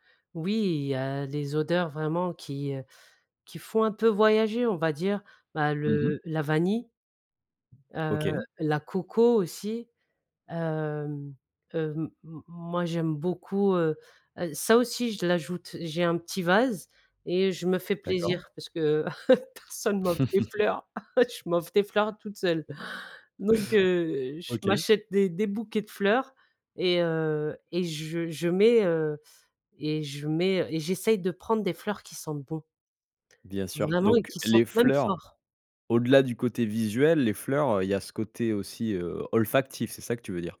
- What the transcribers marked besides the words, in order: tapping; laughing while speaking: "personne ne m'offre des fleurs. Je m'offre des fleurs toute seule"; chuckle
- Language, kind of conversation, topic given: French, podcast, Comment créer une ambiance cosy chez toi ?
- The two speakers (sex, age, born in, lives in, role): female, 40-44, France, France, guest; male, 35-39, France, France, host